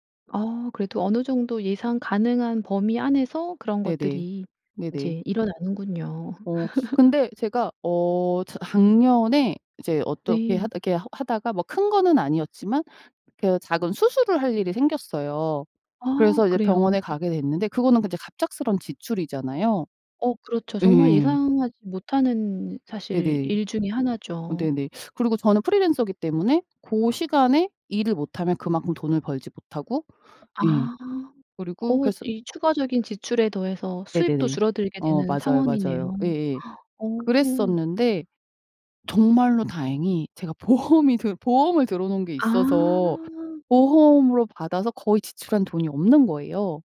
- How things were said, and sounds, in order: laugh; tapping; other background noise; gasp; laughing while speaking: "보험이"
- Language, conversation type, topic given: Korean, podcast, 돈을 어디에 먼저 써야 할지 우선순위는 어떻게 정하나요?